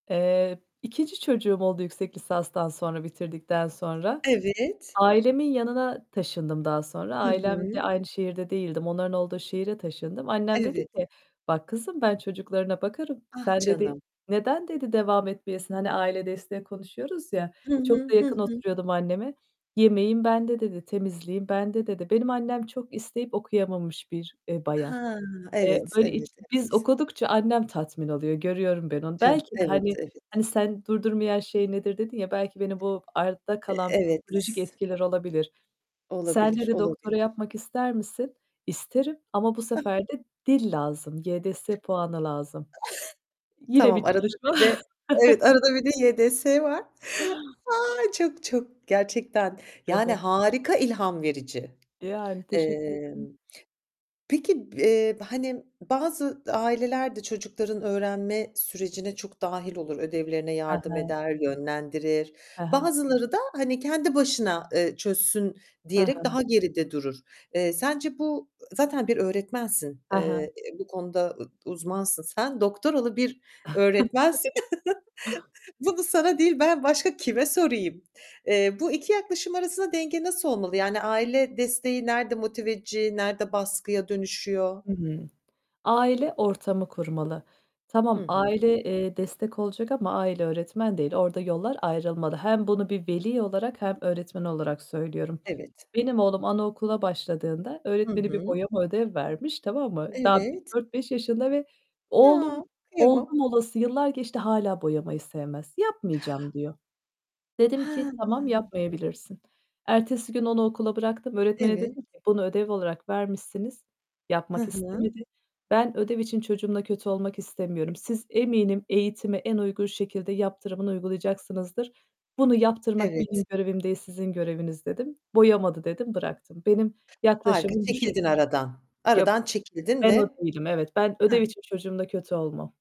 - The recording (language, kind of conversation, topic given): Turkish, podcast, Öğrenme sürecinde aile desteği senin için ne kadar önemliydi?
- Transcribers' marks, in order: distorted speech; tapping; static; other background noise; other noise; laughing while speaking: "çalışma"; chuckle; joyful: "A!"; chuckle; surprised: "Ha!"